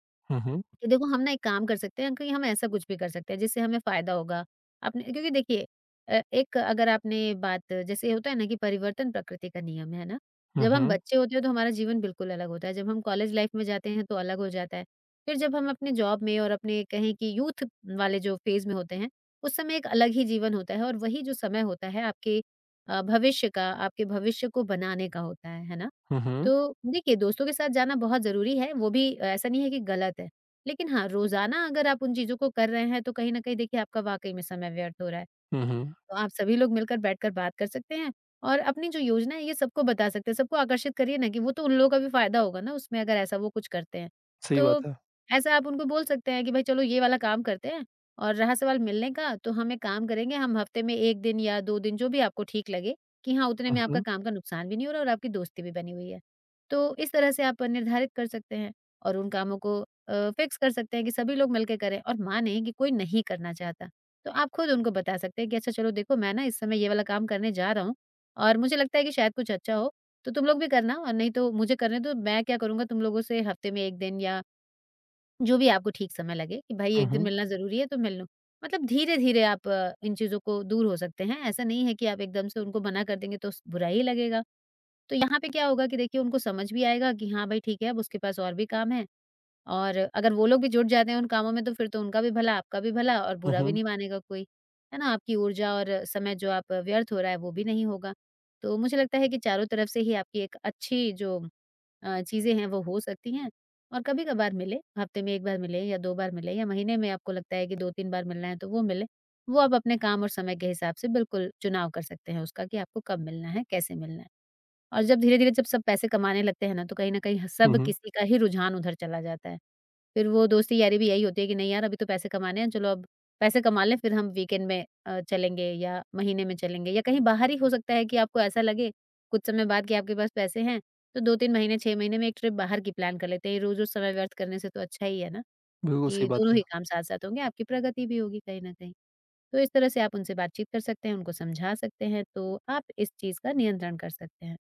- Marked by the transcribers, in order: in English: "लाइफ़"; in English: "जॉब"; in English: "यूथ"; in English: "फ़ेज़"; in English: "फ़िक्स"; in English: "वीकेंड"; in English: "ट्रिप"; in English: "प्लान"; tapping
- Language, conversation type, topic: Hindi, advice, मैं अपने दोस्तों के साथ समय और ऊर्जा कैसे बचा सकता/सकती हूँ बिना उन्हें ठेस पहुँचाए?